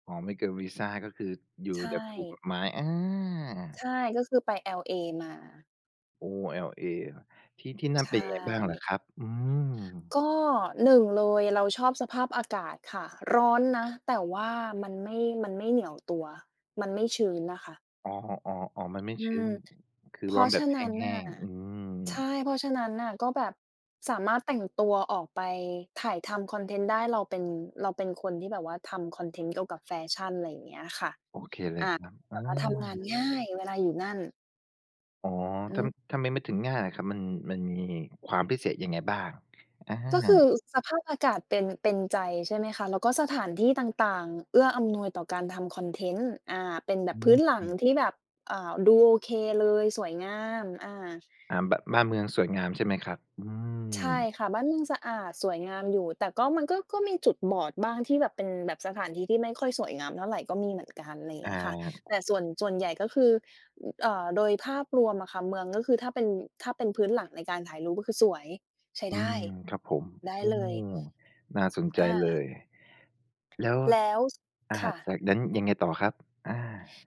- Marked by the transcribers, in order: tapping; other background noise; other noise
- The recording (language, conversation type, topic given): Thai, podcast, อะไรทำให้คุณรู้สึกว่าได้อยู่ในที่ที่เป็นของตัวเอง?